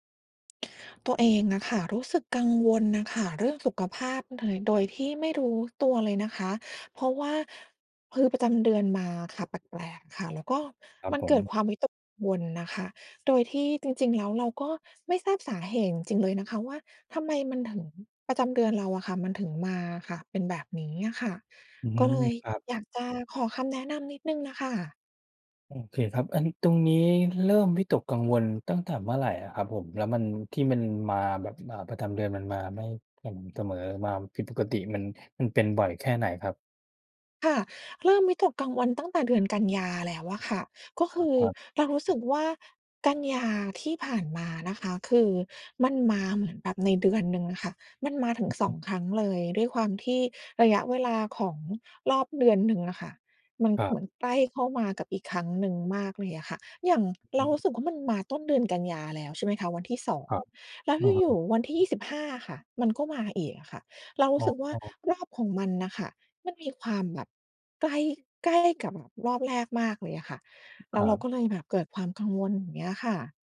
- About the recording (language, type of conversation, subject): Thai, advice, ทำไมฉันถึงวิตกกังวลเรื่องสุขภาพทั้งที่ไม่มีสาเหตุชัดเจน?
- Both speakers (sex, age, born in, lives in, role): female, 40-44, Thailand, United States, user; male, 40-44, Thailand, Thailand, advisor
- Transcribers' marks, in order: other background noise